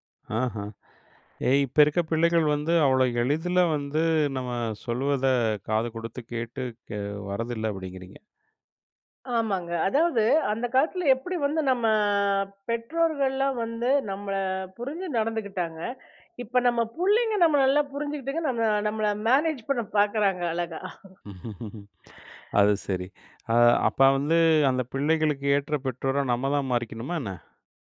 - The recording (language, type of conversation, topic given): Tamil, podcast, இப்போது பெற்றோரும் பிள்ளைகளும் ஒருவருடன் ஒருவர் பேசும் முறை எப்படி இருக்கிறது?
- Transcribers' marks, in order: other background noise; laugh